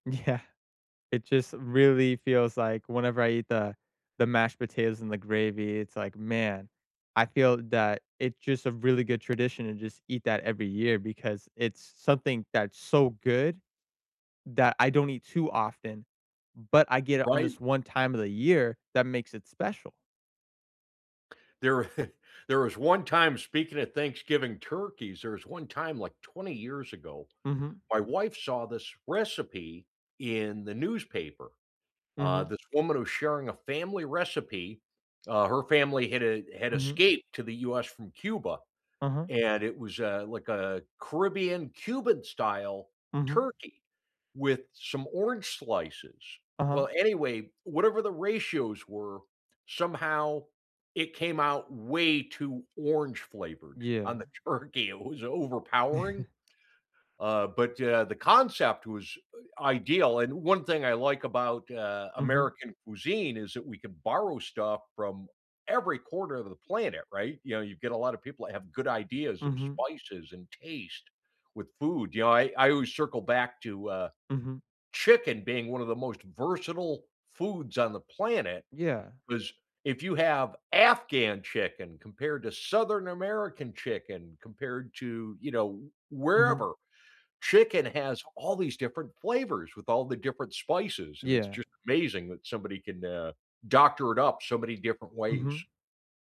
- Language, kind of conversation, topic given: English, unstructured, What cultural tradition do you look forward to each year?
- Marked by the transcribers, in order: laughing while speaking: "Yeah"; laugh; laughing while speaking: "turkey. It was"; chuckle